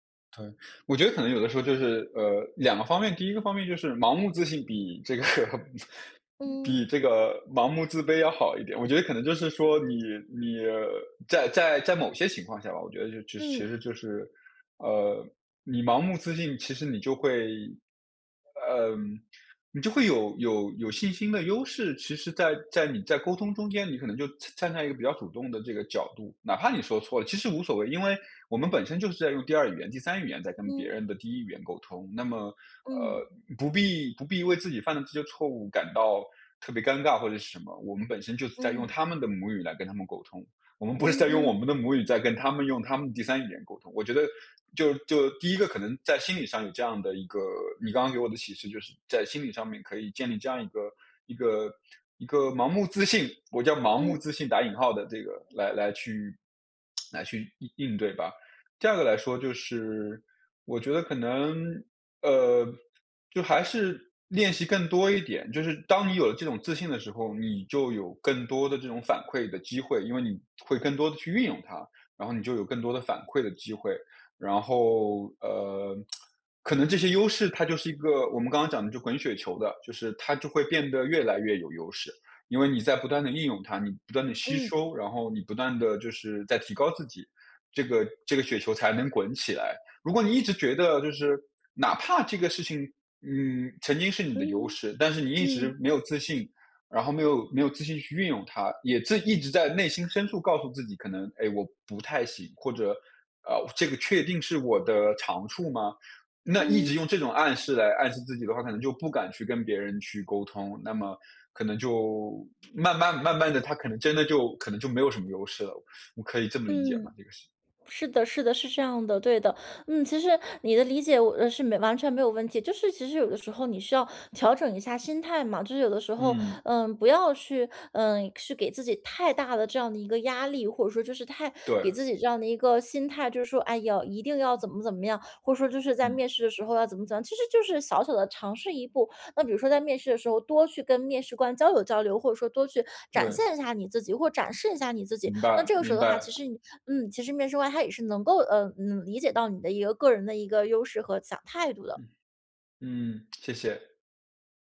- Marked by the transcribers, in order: laughing while speaking: "这个"; chuckle; other background noise; laughing while speaking: "不是"; lip smack; tsk; tsk; other noise
- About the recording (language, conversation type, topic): Chinese, advice, 我如何发现并确认自己的优势和长处？